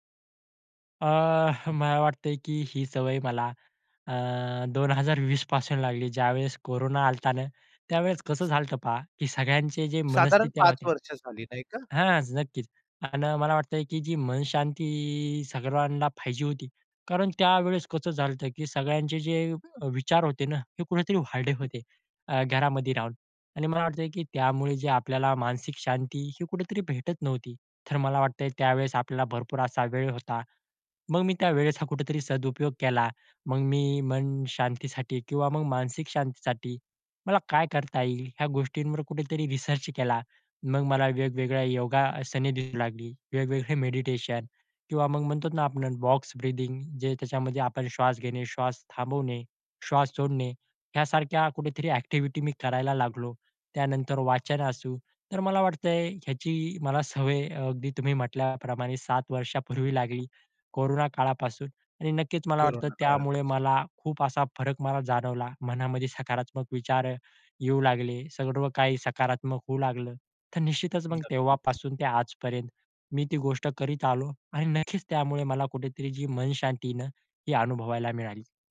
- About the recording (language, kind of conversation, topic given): Marathi, podcast, मन शांत ठेवण्यासाठी तुम्ही रोज कोणती सवय जपता?
- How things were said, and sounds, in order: chuckle; "आला होता" said as "अलता"; "झालं होत" said as "झालंत"; other noise; "झालं होत" said as "झालंत"; tapping; in English: "बॉक्स-ब्रीदिंग"